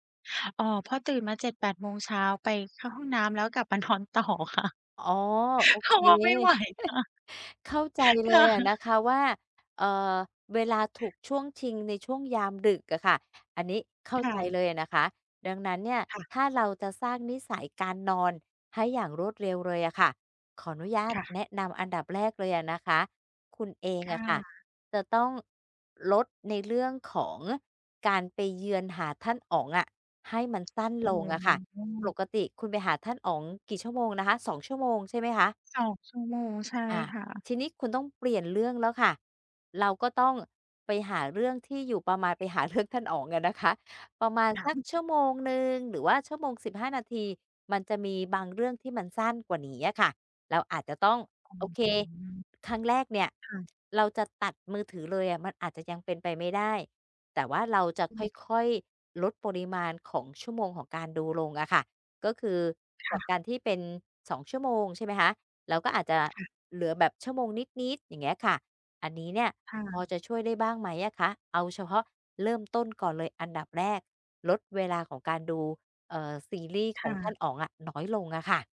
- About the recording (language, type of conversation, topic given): Thai, advice, จะสร้างกิจวัตรก่อนนอนอย่างไรให้ช่วยหลับได้เร็วขึ้น?
- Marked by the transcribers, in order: laughing while speaking: "มานอนต่อค่ะ เพราะว่าไม่ไหวค่ะ ค่ะ"; chuckle; other background noise; tapping